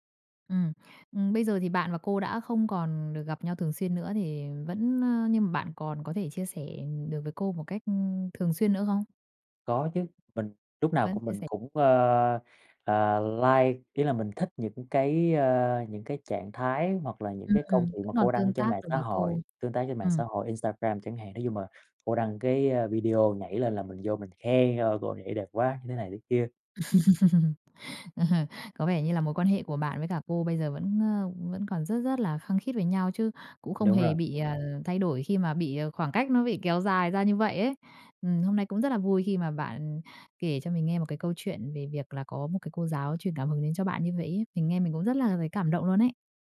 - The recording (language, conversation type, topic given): Vietnamese, podcast, Một giáo viên đã truyền cảm hứng cho bạn như thế nào?
- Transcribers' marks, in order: tapping; in English: "like"; laugh; laughing while speaking: "Ờ"; other background noise